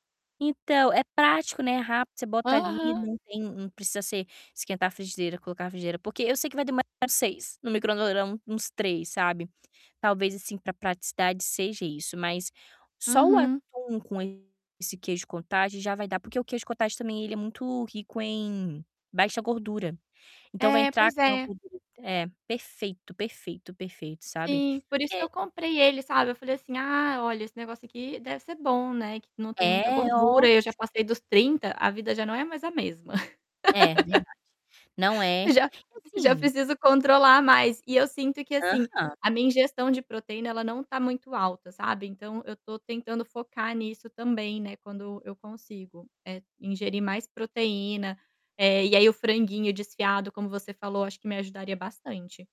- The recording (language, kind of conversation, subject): Portuguese, advice, Qual é a sua dificuldade em cozinhar refeições saudáveis com regularidade?
- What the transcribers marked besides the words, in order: unintelligible speech; distorted speech; laugh